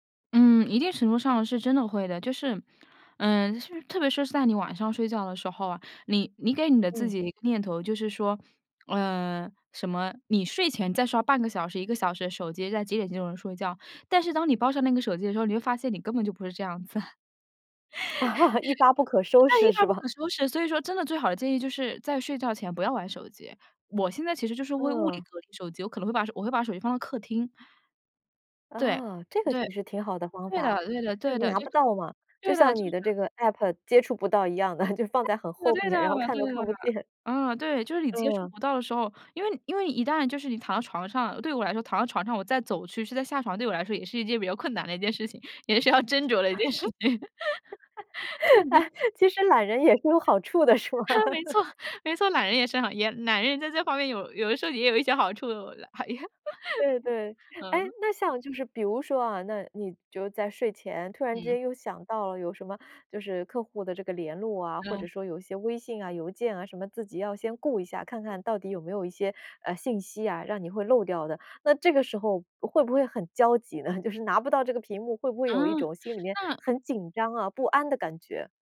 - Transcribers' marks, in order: chuckle; laugh; laughing while speaking: "一发不可收拾是吧？"; laugh; laughing while speaking: "就放在很后面，然后看都看不见"; laughing while speaking: "也是要斟酌的一件事情"; laugh; laughing while speaking: "哎，其实懒人也是有好处的是吧？"; laugh; laugh; laughing while speaking: "没错 没错，懒人也是好艳 … 我觉得。还 也 嗯"; chuckle
- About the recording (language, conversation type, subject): Chinese, podcast, 你平时怎么管理屏幕使用时间？